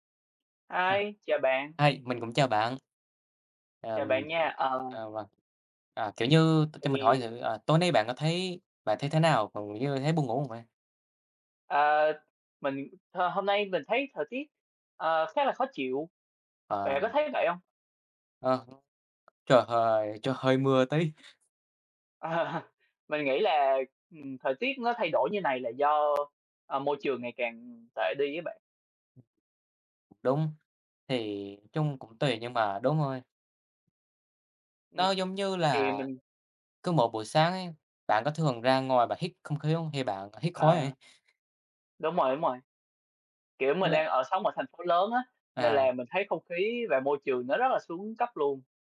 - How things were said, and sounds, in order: tapping; laughing while speaking: "Ờ"; other background noise; "đây" said as "ây"
- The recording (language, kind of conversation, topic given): Vietnamese, unstructured, Chính phủ cần làm gì để bảo vệ môi trường hiệu quả hơn?
- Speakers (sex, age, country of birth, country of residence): female, 20-24, Vietnam, Vietnam; male, 18-19, Vietnam, Vietnam